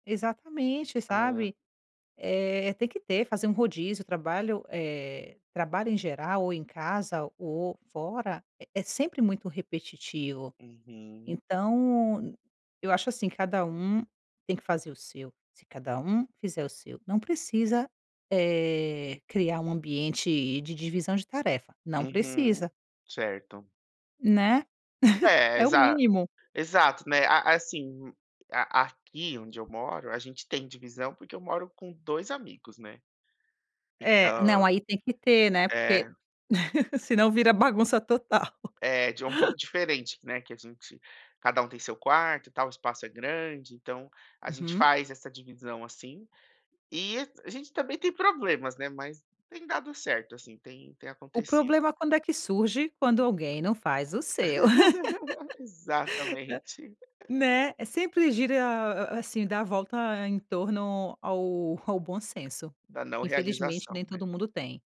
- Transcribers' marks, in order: chuckle; laugh; laugh; laugh; other background noise
- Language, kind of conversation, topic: Portuguese, podcast, Como dividir tarefas sem criar mágoas entre todo mundo?